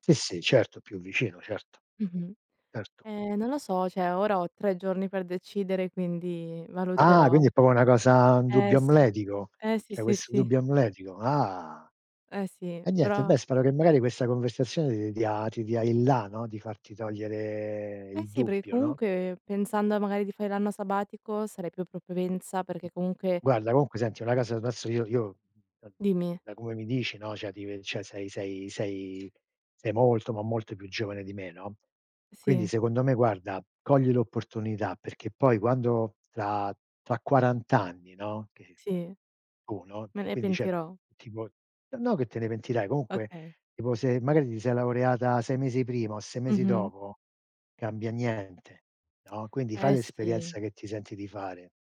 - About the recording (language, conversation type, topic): Italian, unstructured, Hai un viaggio da sogno che vorresti fare?
- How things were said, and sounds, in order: "proprio" said as "propo"; "propensa" said as "propevenza"; other background noise